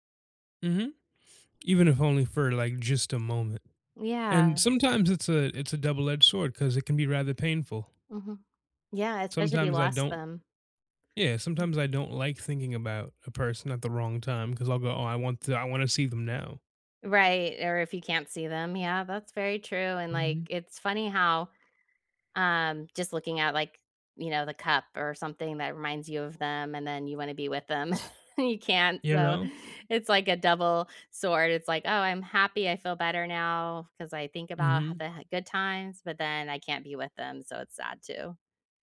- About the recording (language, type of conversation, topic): English, unstructured, How can focusing on happy memories help during tough times?
- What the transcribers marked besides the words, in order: laughing while speaking: "and"